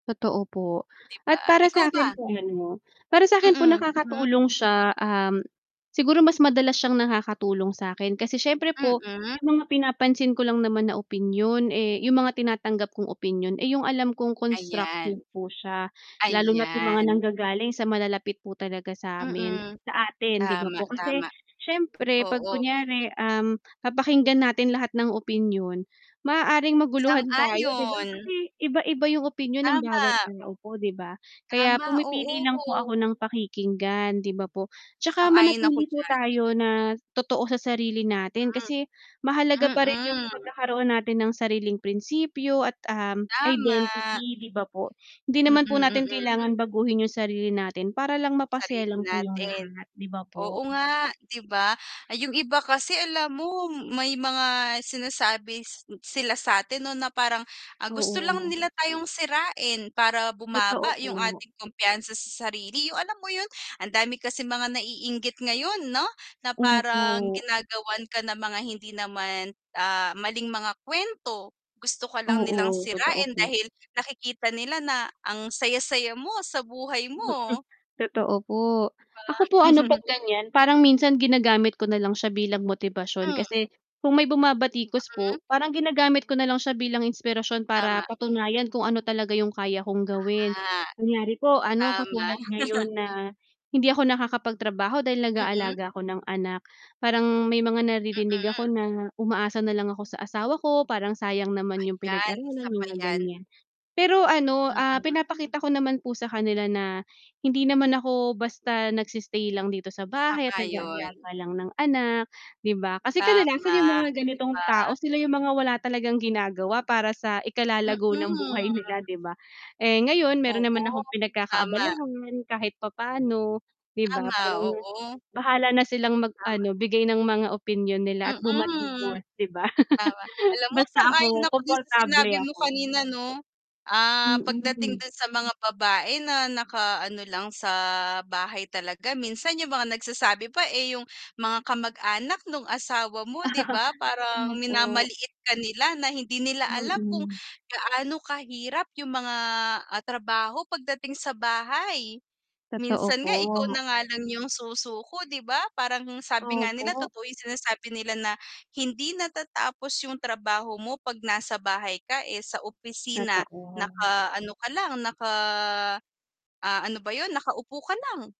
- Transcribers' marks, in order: static; distorted speech; tapping; chuckle; drawn out: "Ah"; chuckle; chuckle; chuckle; other background noise
- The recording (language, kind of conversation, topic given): Filipino, unstructured, Paano mo hinaharap ang mga opinyon ng ibang tao tungkol sa iyo?
- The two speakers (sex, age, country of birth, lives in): female, 25-29, Philippines, Philippines; female, 30-34, Philippines, Philippines